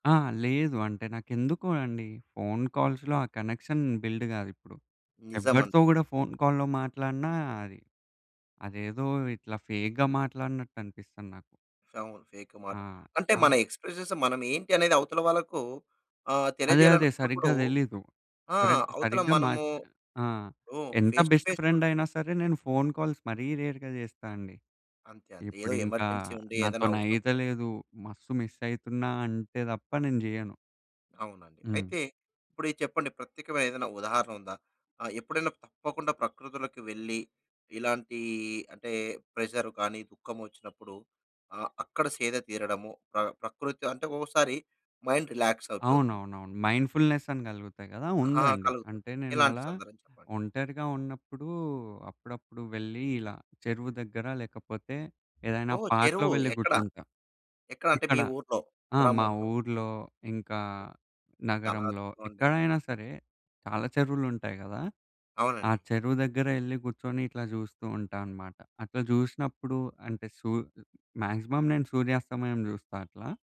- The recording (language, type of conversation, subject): Telugu, podcast, దుఃఖంగా ఉన్నప్పుడు ప్రకృతి నీకు ఎలా ఊరట ఇస్తుంది?
- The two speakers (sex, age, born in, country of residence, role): male, 20-24, India, India, guest; male, 35-39, India, India, host
- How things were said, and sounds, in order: in English: "ఫోన్ కాల్స్‌లో"; in English: "కనెక్షన్ బిల్డ్"; in English: "ఫోన్ కాల్‌లో"; in English: "ఫేక్‌గా"; other background noise; in English: "ఎక్స్ప్రెషన్స్"; in English: "ఫేస్ టు ఫేస్"; in English: "ఫోన్ కాల్స్"; in English: "రేర్‌గా"; in English: "ఎమర్జెన్సీ"; in English: "ప్రెషర్"; in English: "మైండ్ రిలాక్స్"; in English: "పార్క్‌లో"; in English: "మాక్సిమం"